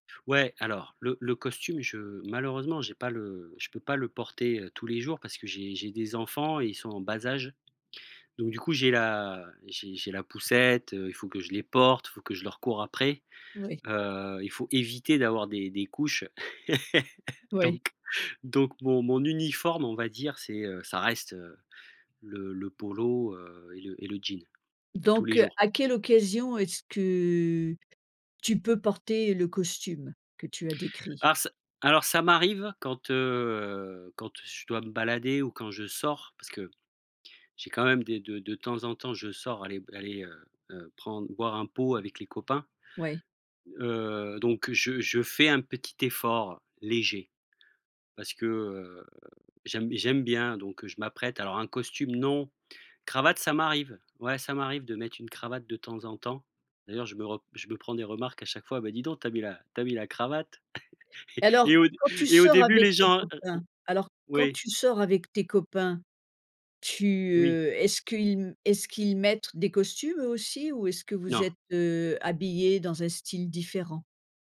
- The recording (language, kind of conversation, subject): French, podcast, Comment savoir si une tendance te va vraiment ?
- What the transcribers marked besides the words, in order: chuckle; laughing while speaking: "et et au dé et au début les gens, heu o oui"